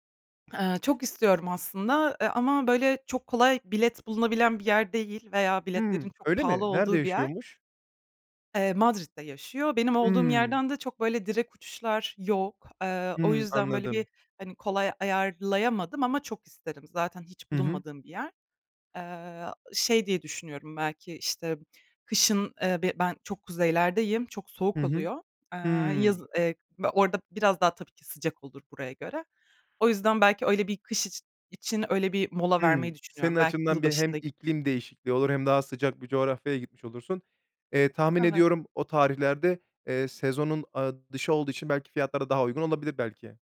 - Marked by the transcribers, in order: other background noise; other noise
- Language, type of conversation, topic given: Turkish, podcast, Yolda tanıştığın unutulmaz bir kişiyi anlatır mısın?